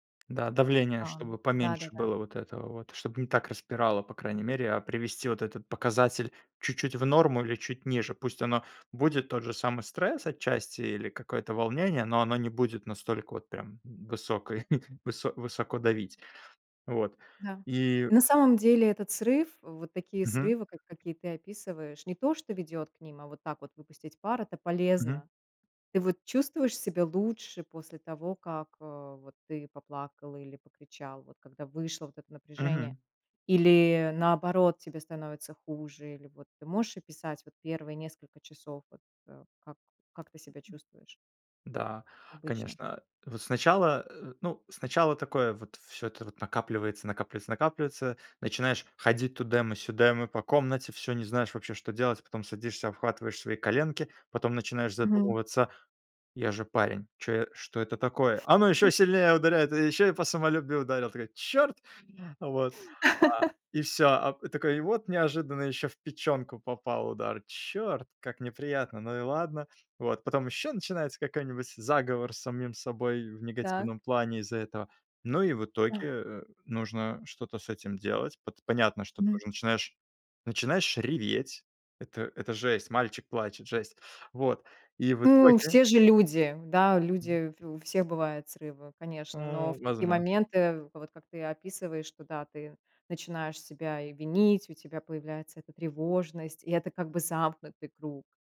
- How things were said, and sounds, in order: tapping; chuckle; other background noise; laugh; other noise
- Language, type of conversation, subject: Russian, podcast, Как справляться со срывами и возвращаться в привычный ритм?